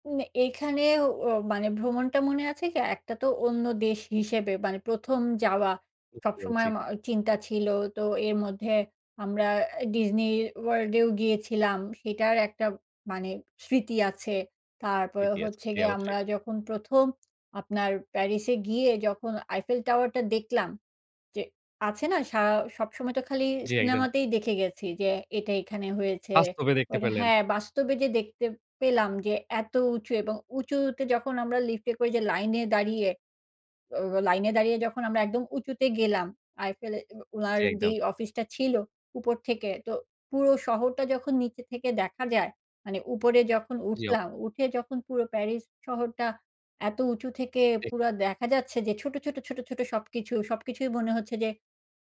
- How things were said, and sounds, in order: other background noise
- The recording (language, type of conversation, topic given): Bengali, podcast, আপনার জীবনের সবচেয়ে স্মরণীয় ভ্রমণ কোনটি ছিল?